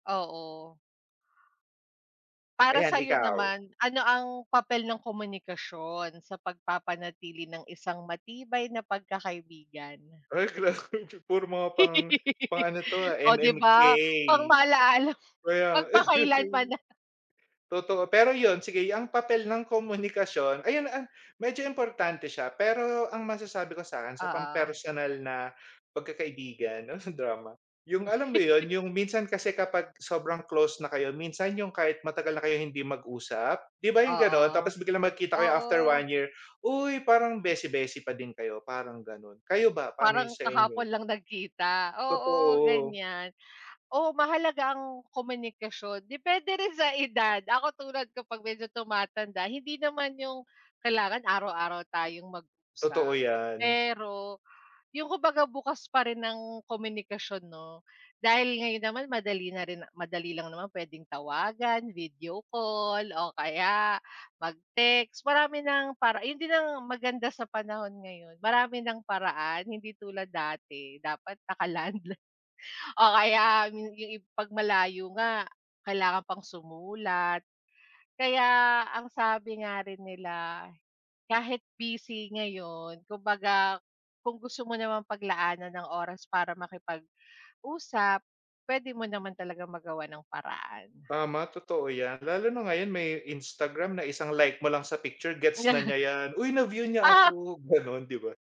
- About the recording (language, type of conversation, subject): Filipino, unstructured, Ano ang pinakamahalaga para sa iyo sa isang pagkakaibigan?
- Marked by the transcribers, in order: other background noise; laugh; other noise; laugh